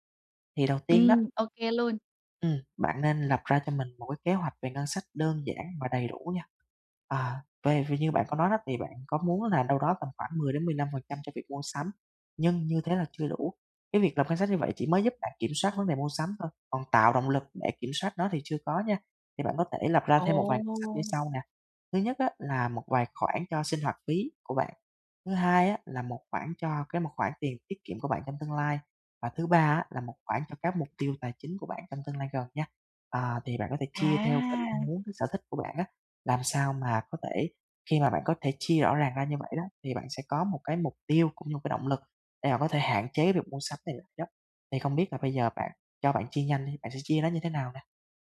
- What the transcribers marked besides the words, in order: other background noise; tapping
- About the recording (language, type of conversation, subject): Vietnamese, advice, Làm sao tôi có thể quản lý ngân sách tốt hơn khi mua sắm?
- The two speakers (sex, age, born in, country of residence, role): female, 25-29, Vietnam, Malaysia, user; male, 20-24, Vietnam, Vietnam, advisor